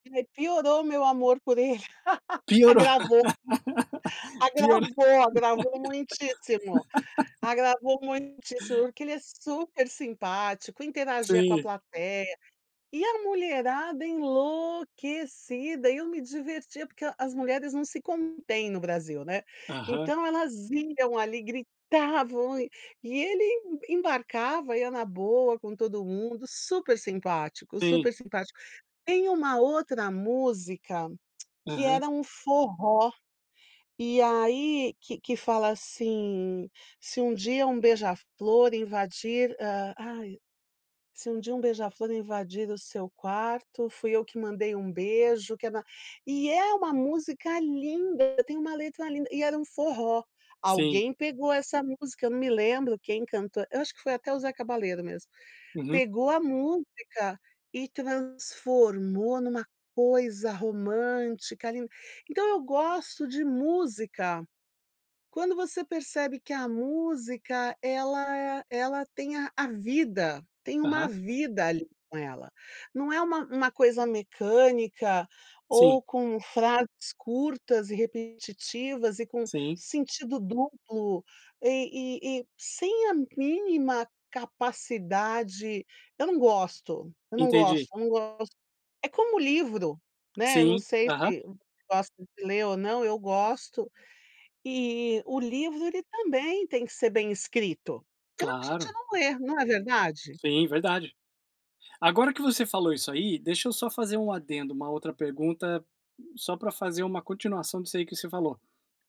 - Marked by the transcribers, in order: laugh; laughing while speaking: "Piorou. Piorou"; laugh; laugh
- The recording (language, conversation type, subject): Portuguese, podcast, Como a música influencia seu humor diário?